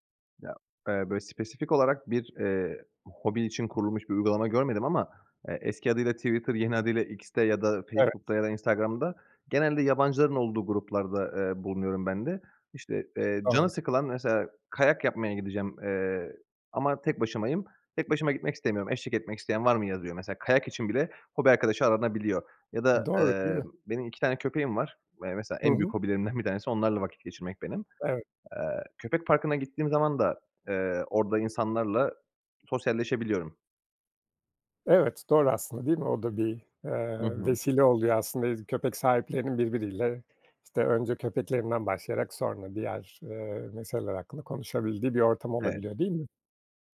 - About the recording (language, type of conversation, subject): Turkish, podcast, Hobi partneri ya da bir grup bulmanın yolları nelerdir?
- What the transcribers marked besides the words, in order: none